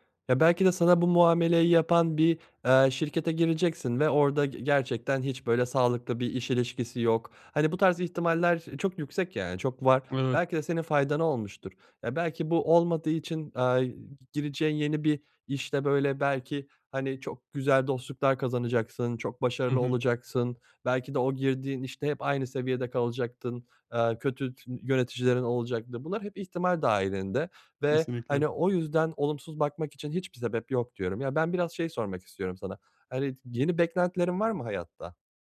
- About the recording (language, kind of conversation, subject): Turkish, advice, Beklentilerim yıkıldıktan sonra yeni hedeflerimi nasıl belirleyebilirim?
- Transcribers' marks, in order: none